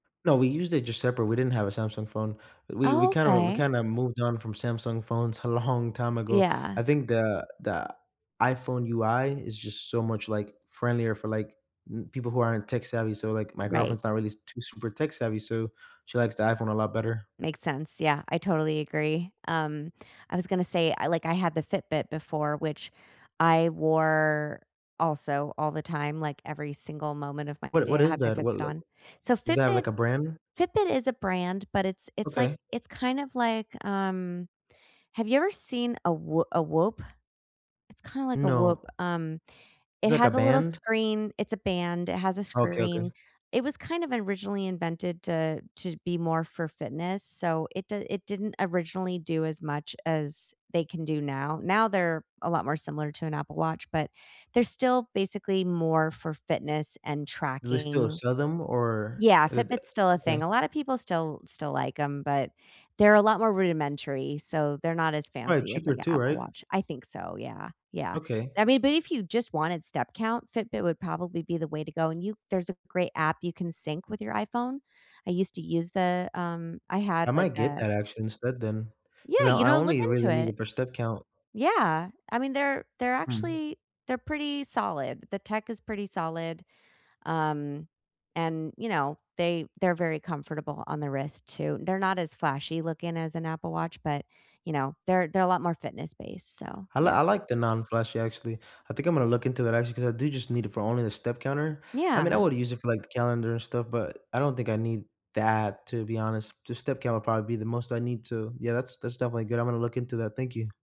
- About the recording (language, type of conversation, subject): English, unstructured, Which wearable features have genuinely improved your daily routine, and what personal stories show how they helped?
- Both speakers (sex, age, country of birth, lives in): female, 45-49, United States, United States; male, 25-29, United States, United States
- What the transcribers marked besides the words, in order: laughing while speaking: "long"; tapping; trusting: "I think I'm gonna look … that, thank you"; stressed: "that"